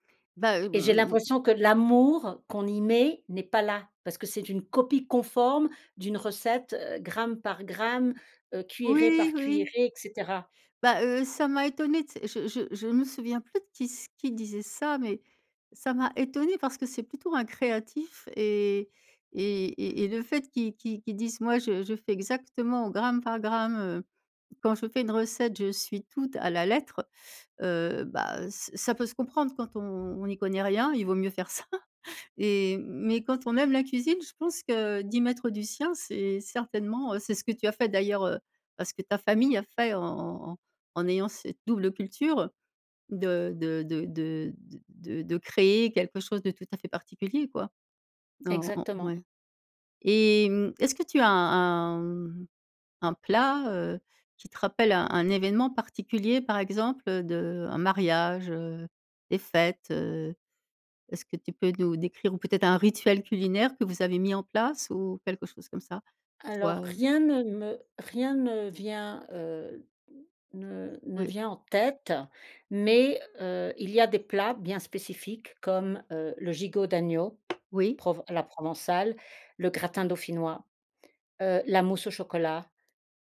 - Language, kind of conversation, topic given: French, podcast, Quelle place la cuisine occupe-t-elle dans ton héritage ?
- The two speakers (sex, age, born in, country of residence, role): female, 50-54, France, Mexico, guest; female, 55-59, France, France, host
- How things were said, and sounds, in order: stressed: "l'amour"; laughing while speaking: "ça"; chuckle; tapping